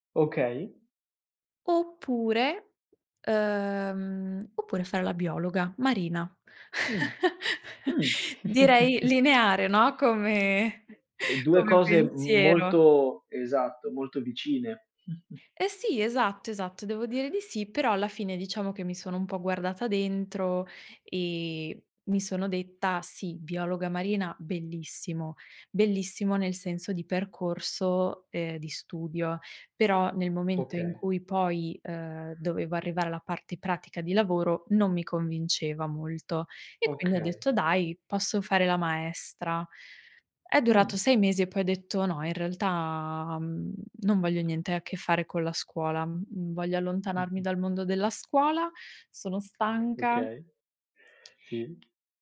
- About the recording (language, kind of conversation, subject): Italian, podcast, Com’è stato il tuo percorso di studi e come ci sei arrivato?
- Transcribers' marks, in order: chuckle; other background noise; chuckle; chuckle; chuckle; tapping